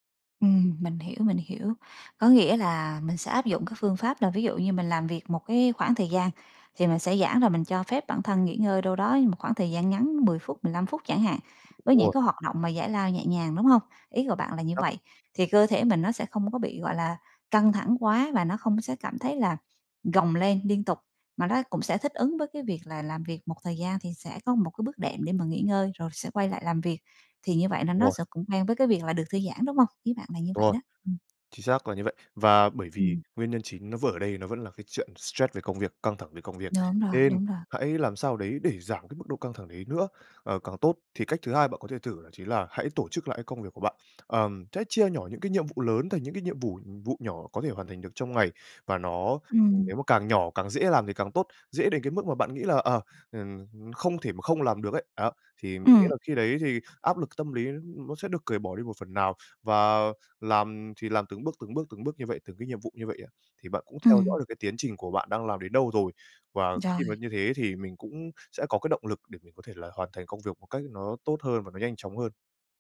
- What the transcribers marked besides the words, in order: other background noise; tapping; "vụ-" said as "vủ"
- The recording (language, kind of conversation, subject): Vietnamese, advice, Vì sao căng thẳng công việc kéo dài khiến bạn khó thư giãn?